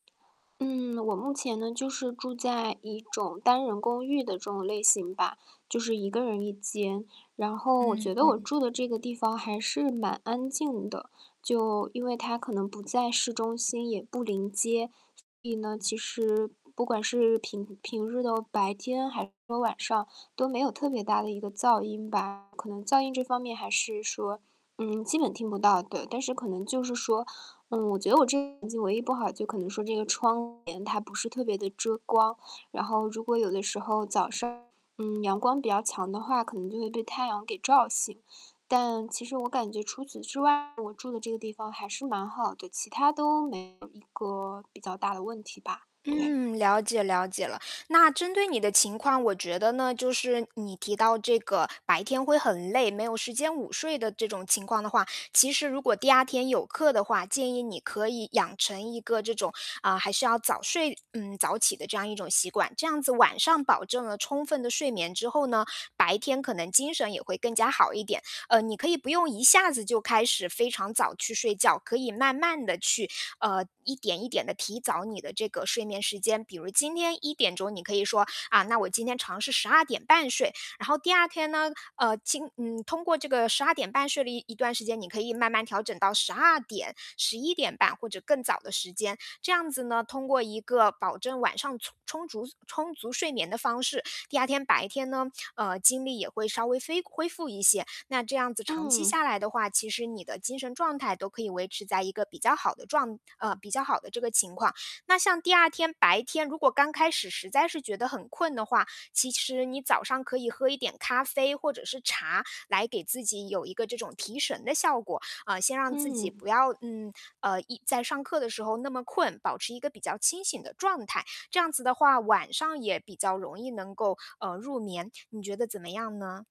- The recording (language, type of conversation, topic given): Chinese, advice, 我该如何调整生活习惯以适应新环境？
- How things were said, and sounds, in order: distorted speech